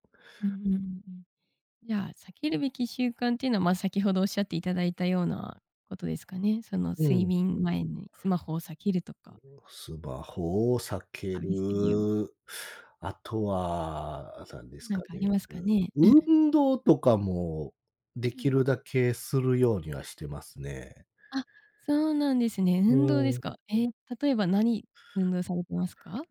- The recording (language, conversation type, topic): Japanese, podcast, 心が折れそうなとき、どうやって立て直していますか？
- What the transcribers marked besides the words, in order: other background noise; chuckle